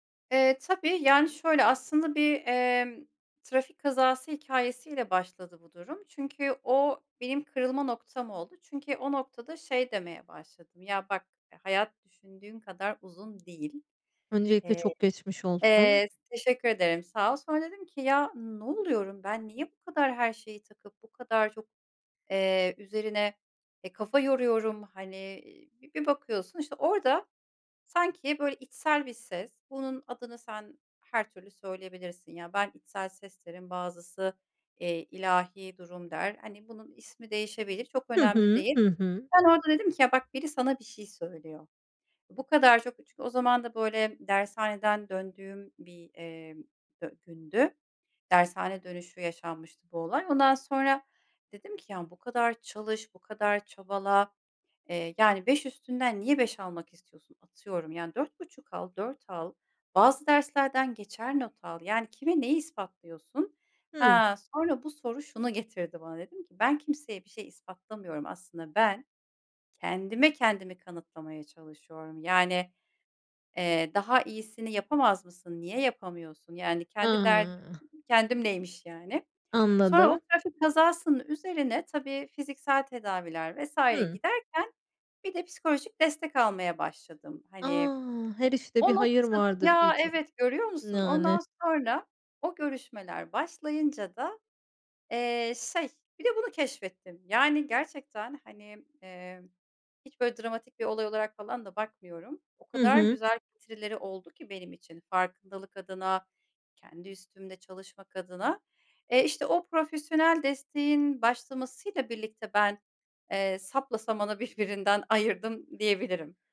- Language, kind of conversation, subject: Turkish, podcast, Kendine güvenini nasıl geri kazandın, anlatır mısın?
- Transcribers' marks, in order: tapping; other background noise; unintelligible speech; laughing while speaking: "birbirinden"